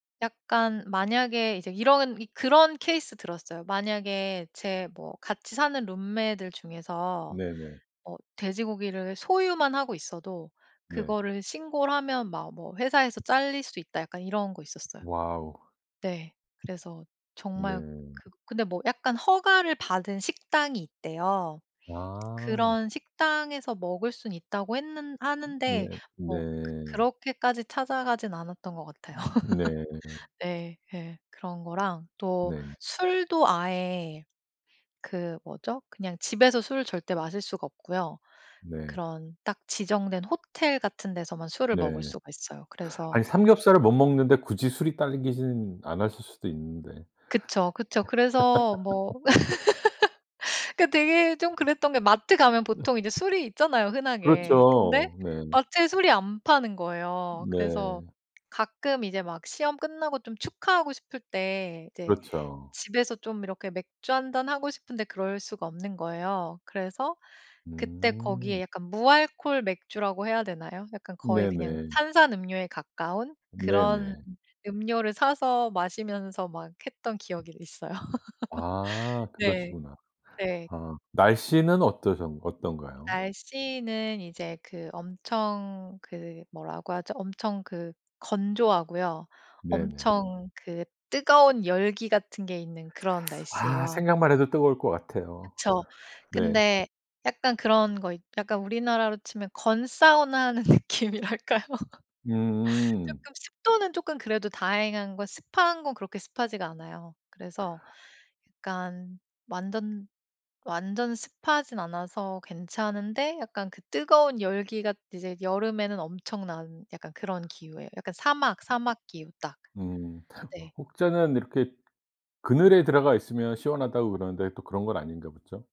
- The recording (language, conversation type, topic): Korean, podcast, 갑자기 환경이 바뀌었을 때 어떻게 적응하셨나요?
- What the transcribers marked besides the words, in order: laugh; other background noise; laugh; laughing while speaking: "그 되게"; laugh; tapping; laugh; laughing while speaking: "느낌이랄까요"